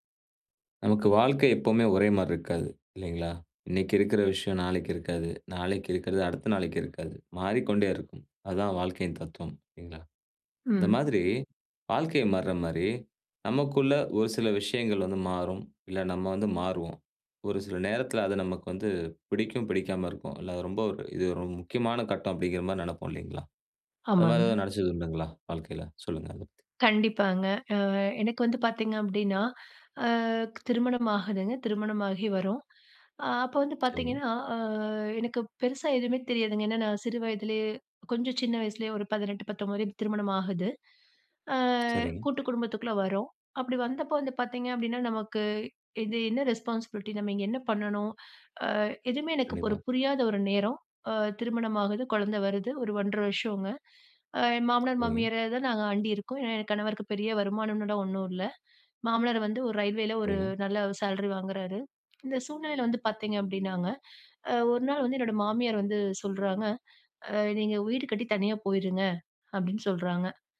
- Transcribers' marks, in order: tapping; drawn out: "அ"; in English: "ரெஸ்பான்சிபிலிட்டி?"
- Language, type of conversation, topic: Tamil, podcast, உங்கள் வாழ்க்கையை மாற்றிய ஒரு தருணம் எது?